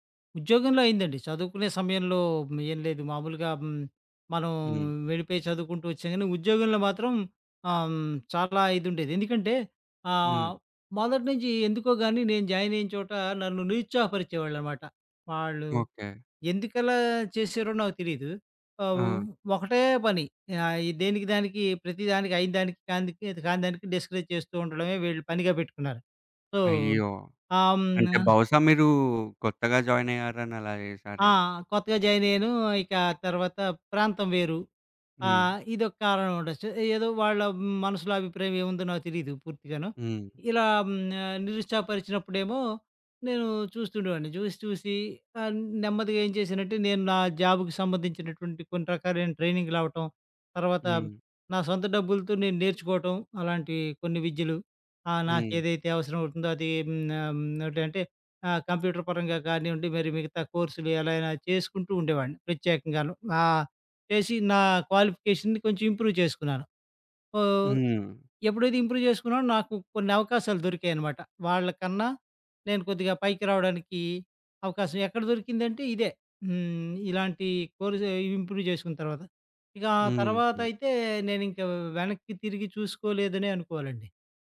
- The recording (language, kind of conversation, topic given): Telugu, podcast, గట్ ఫీలింగ్ వచ్చినప్పుడు మీరు ఎలా స్పందిస్తారు?
- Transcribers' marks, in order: in English: "జాయిన్"; in English: "డెస్కరేజ్"; in English: "సొ"; in English: "జాయిన్"; in English: "జాబ్‌కి"; other background noise; in English: "కంప్యూటర్"; in English: "క్వాలిఫికేషన్‌ని"; in English: "ఇంప్రూవ్"; in English: "ఇంప్రూవ్"; in English: "ఇంప్రూవ్"